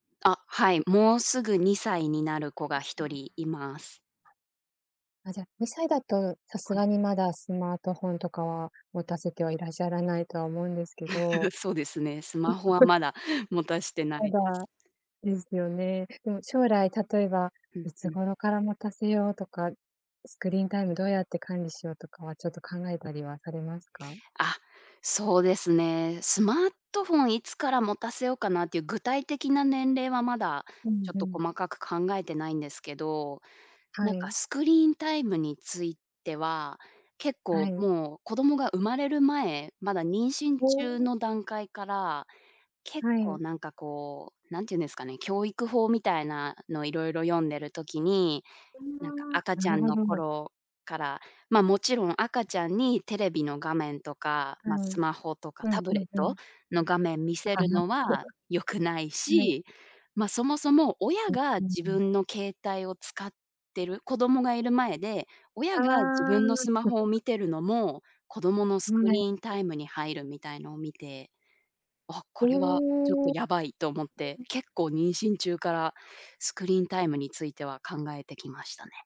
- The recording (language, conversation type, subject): Japanese, podcast, 子どものスクリーン時間はどのように決めればよいですか？
- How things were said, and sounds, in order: unintelligible speech; other background noise; chuckle; unintelligible speech; laugh; laugh; unintelligible speech